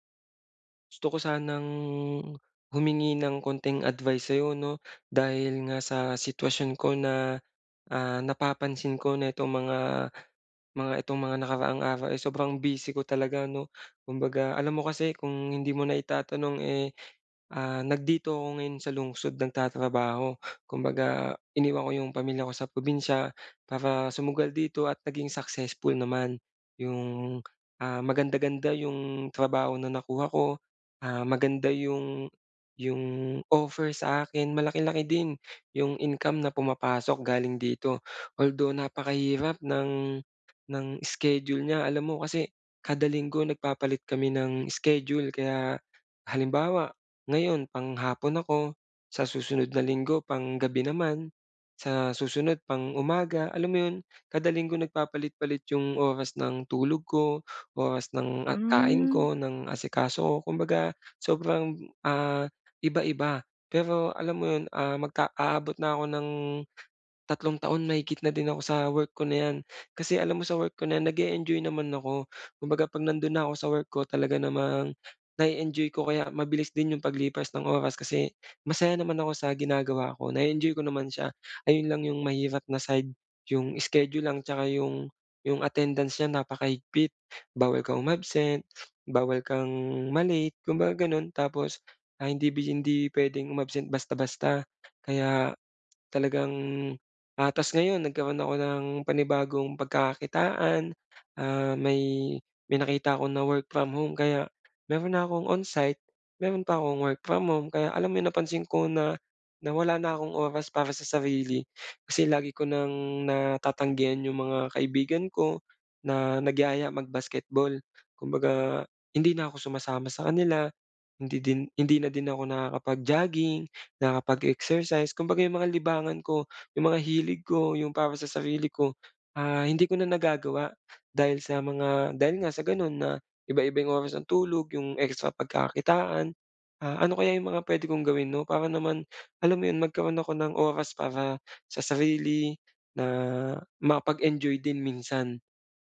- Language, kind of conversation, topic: Filipino, advice, Paano ako magtatakda ng hangganan at maglalaan ng oras para sa sarili ko?
- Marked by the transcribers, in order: drawn out: "sanang"; tapping